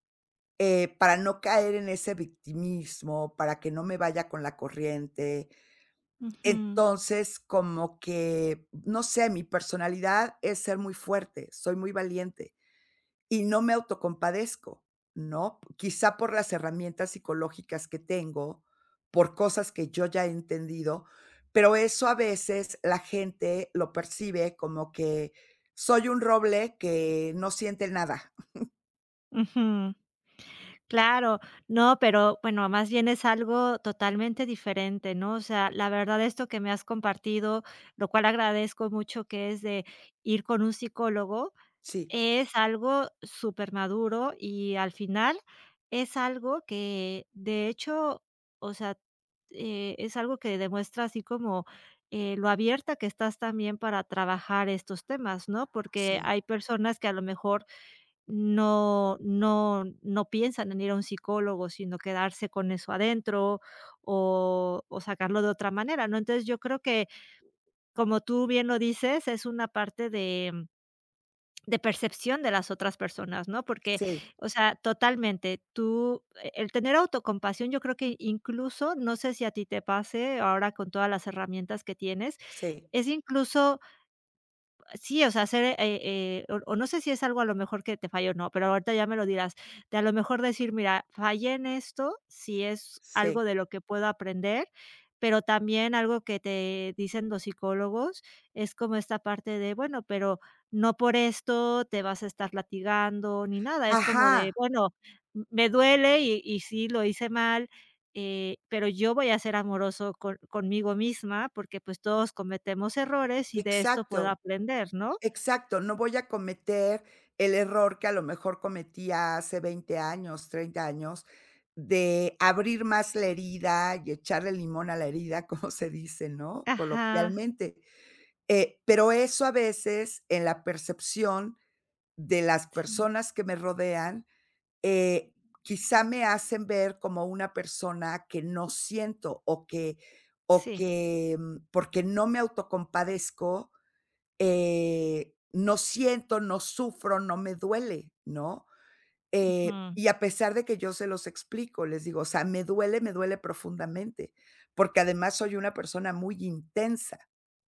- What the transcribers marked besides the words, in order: chuckle; laughing while speaking: "como se"
- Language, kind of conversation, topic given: Spanish, advice, ¿Por qué me cuesta practicar la autocompasión después de un fracaso?